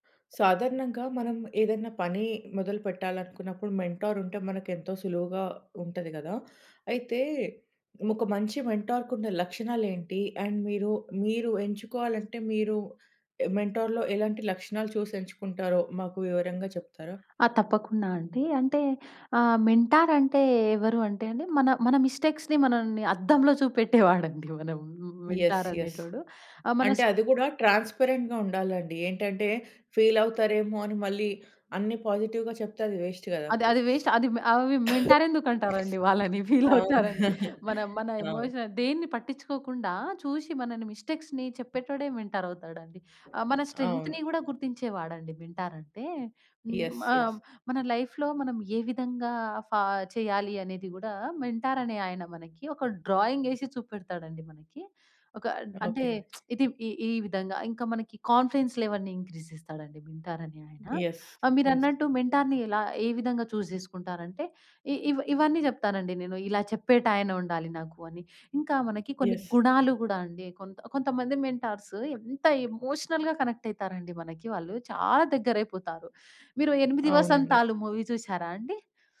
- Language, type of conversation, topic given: Telugu, podcast, మంచి మార్గదర్శకుడిని ఎలా ఎంచుకోవాలో మీరు చెప్పగలరా?
- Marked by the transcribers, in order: other background noise; in English: "మెంటార్"; in English: "మెంటార్‌కున్న"; in English: "అండ్"; in English: "మెంటార్‌లో"; in English: "మెంటార్"; in English: "మిస్టేక్స్‌ని"; giggle; in English: "యస్. యస్"; in English: "మెంటార్"; in English: "ట్రాన్స్‌పరెంట్‌గా"; in English: "పాజిటివ్‌గా"; in English: "వేస్ట్"; in English: "మెంటార్"; in English: "వేస్ట్"; in English: "ఫీల్"; sniff; cough; sniff; chuckle; giggle; in English: "ఎమోషన్"; in English: "మిస్టేక్స్‌ని"; in English: "మెంటార్"; in English: "స్ట్రెంగ్త్‌ని"; in English: "యస్. యస్"; in English: "మెంటార్"; in English: "లైఫ్‌లో"; in English: "మెంటార్"; in English: "డ్రాయింగ్"; lip smack; in English: "కాన్ఫెన్స్ లెవెల్స్‌ని ఇంక్రీజ్"; in English: "మెంటార్"; in English: "యస్. యస్"; in English: "మెంటార్‌ని"; in English: "చూజ్"; in English: "యస్"; in English: "మెంటార్స్"; in English: "ఎమోషనల్‌గా కనెక్ట్"; in English: "మూవీ"